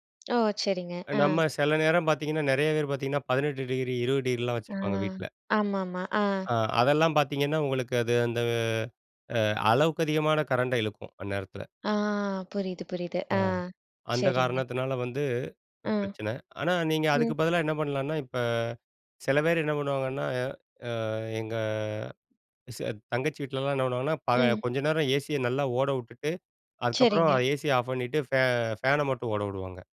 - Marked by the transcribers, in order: other background noise; other noise
- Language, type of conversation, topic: Tamil, podcast, வீட்டில் மின்சாரம் சேமிக்க எளிய வழிகள் என்னென்ன?